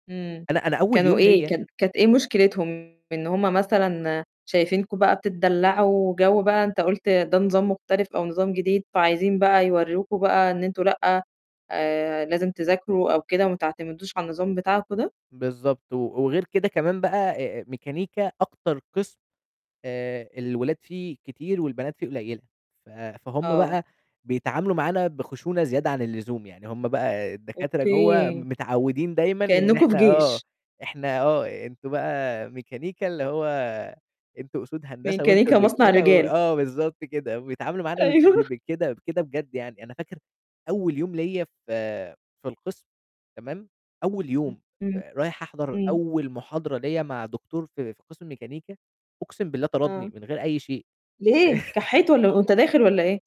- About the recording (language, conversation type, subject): Arabic, podcast, إزاي تتخلّص من خوفك من الفشل وتجرّب من جديد؟
- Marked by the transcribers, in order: tapping; distorted speech; laughing while speaking: "أيوه"; laugh